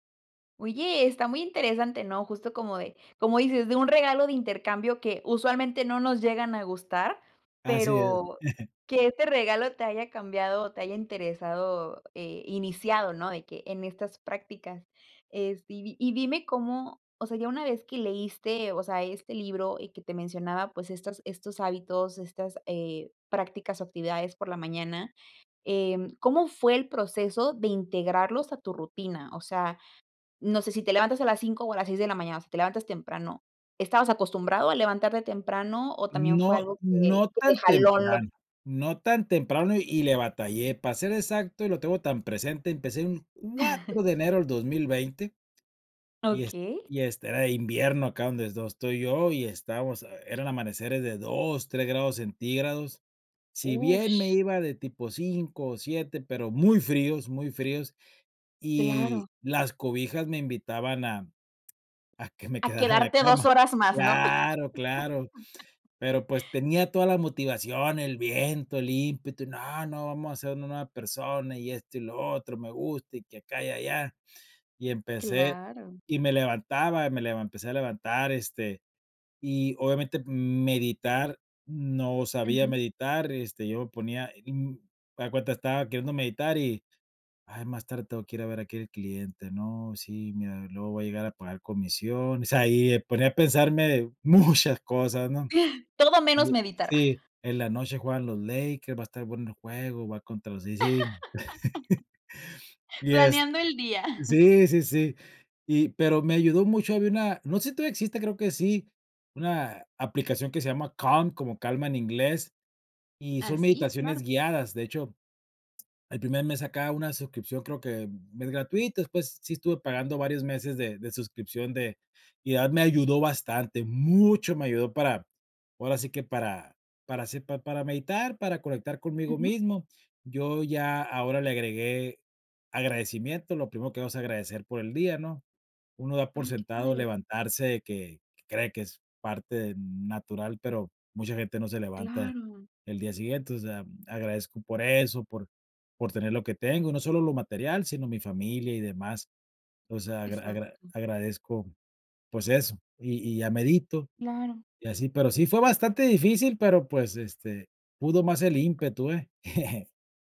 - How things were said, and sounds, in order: chuckle; chuckle; laughing while speaking: "a que me quedara en la cama"; laugh; laughing while speaking: "muchas"; unintelligible speech; chuckle; chuckle; laugh; chuckle; stressed: "mucho"; chuckle
- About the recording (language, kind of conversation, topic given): Spanish, podcast, ¿Qué hábito pequeño te ayudó a cambiar para bien?